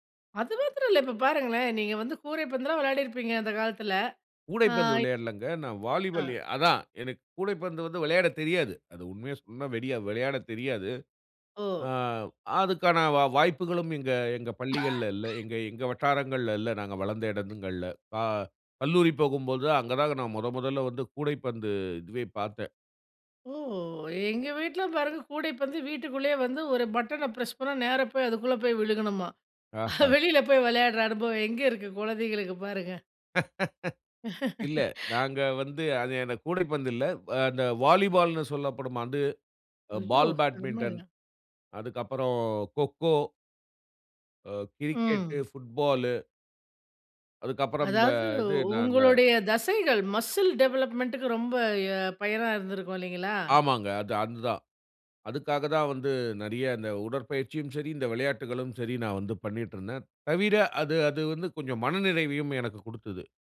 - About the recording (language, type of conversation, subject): Tamil, podcast, உங்கள் உடற்பயிற்சி பழக்கத்தை எப்படி உருவாக்கினீர்கள்?
- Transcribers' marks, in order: other background noise; "கூடைப்பந்துல்லாம்" said as "கூரைப்பந்துல்லாம்"; cough; surprised: "ஓ!"; in English: "பட்டன ப்ரஸ்"; laughing while speaking: "வெளில போயி"; "வெளியில போய்" said as "வெளில போயி"; laugh; in English: "வாலிபால்"; surprised: "ஐயோ!"; in English: "பால் பேட்மிண்டன்"; drawn out: "அதக்கப்பறம்"; in English: "கிரிக்கெட்டு, ஃபுட்பாலு"; in English: "மஸில் டெவலப்மெண்டு"; "நிறையா" said as "நெறையா"